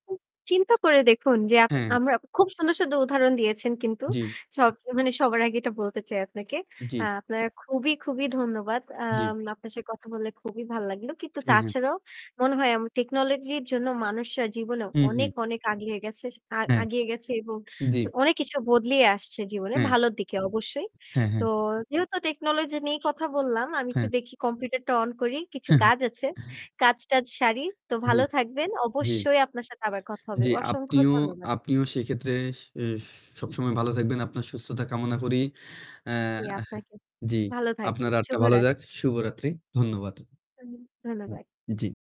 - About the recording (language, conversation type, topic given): Bengali, unstructured, টেকনোলজি কীভাবে মানুষের জীবনযাত্রা বদলে দিয়েছে?
- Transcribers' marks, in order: static; other background noise; chuckle; other noise